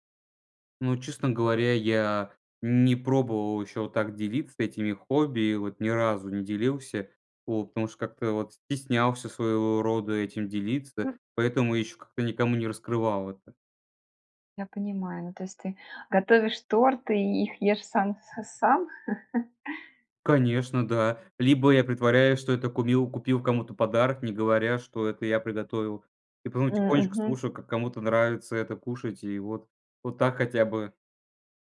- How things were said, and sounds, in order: chuckle
- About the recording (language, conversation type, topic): Russian, advice, Почему я скрываю своё хобби или увлечение от друзей и семьи?